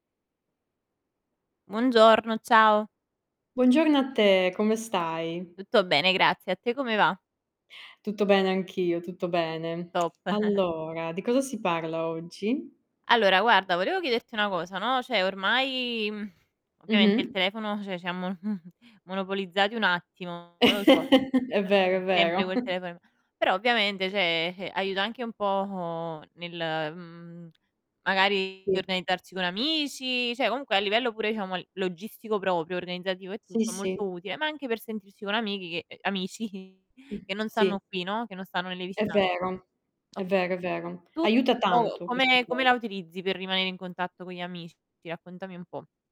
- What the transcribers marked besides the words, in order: static; tsk; chuckle; "cioè" said as "ceh"; "cioè" said as "ceh"; chuckle; distorted speech; chuckle; chuckle; "cioè" said as "ceh"; drawn out: "po'"; "cioè" said as "ceh"; "proprio" said as "propio"; chuckle
- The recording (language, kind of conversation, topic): Italian, unstructured, In che modo la tecnologia ti aiuta a restare in contatto con i tuoi amici?